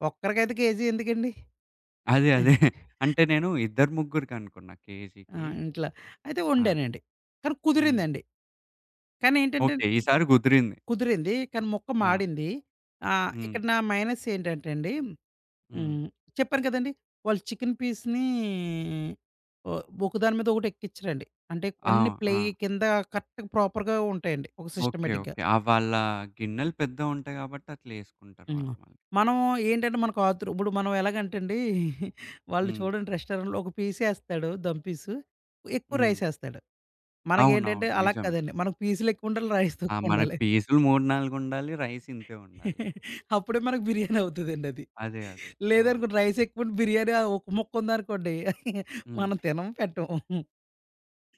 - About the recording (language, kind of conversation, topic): Telugu, podcast, సాధారణ పదార్థాలతో ఇంట్లోనే రెస్టారెంట్‌లాంటి రుచి ఎలా తీసుకురాగలరు?
- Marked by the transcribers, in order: other background noise; giggle; in English: "మైనస్"; in English: "కరెక్ట్‌గా ప్రాపర్‌గా"; in English: "సిస్టమేటిక్‌గా"; giggle; in English: "రెస్టారెంట్‌లో"; laughing while speaking: "రైస్ తక్కువుండాలి"; in English: "రైస్"; in English: "రైస్"; giggle; laughing while speaking: "బిర్యానీ అవుతదండది. లేదనుకోండి, రైస్ ఎక్కువుండి … మనం తినం, పెట్టం"; in English: "రైస్"